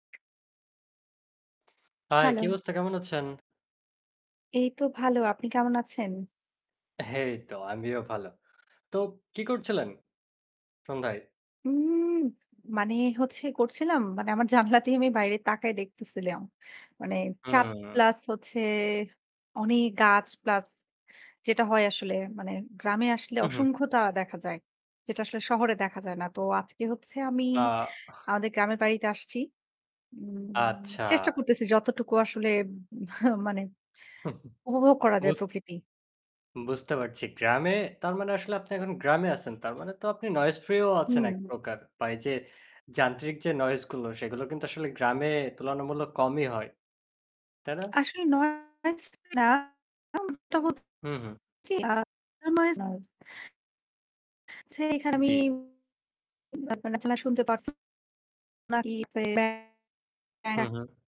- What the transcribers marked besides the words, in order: other background noise; static; "এইতো" said as "হেইতো"; horn; drawn out: "উম"; drawn out: "উম"; chuckle; in English: "noise free"; in English: "noise"; distorted speech; unintelligible speech; unintelligible speech
- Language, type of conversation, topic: Bengali, unstructured, আপনি পরিবেশ রক্ষায় কীভাবে অংশ নেন?